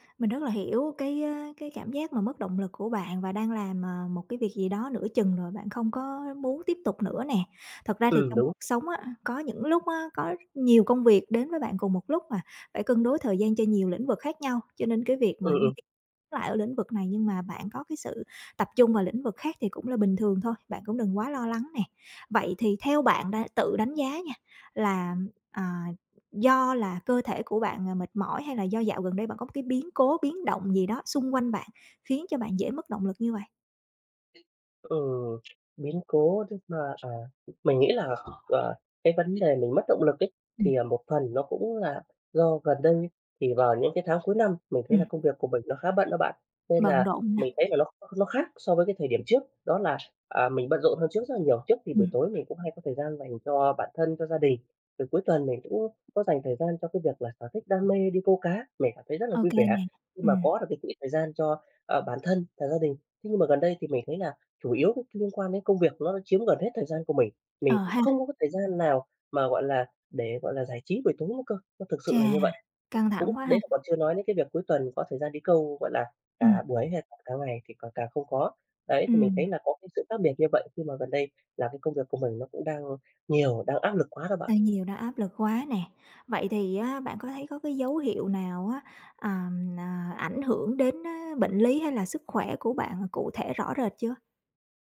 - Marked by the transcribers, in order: tapping; other background noise; unintelligible speech; unintelligible speech
- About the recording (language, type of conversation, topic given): Vietnamese, advice, Làm sao để giữ động lực khi đang cải thiện nhưng cảm thấy tiến triển chững lại?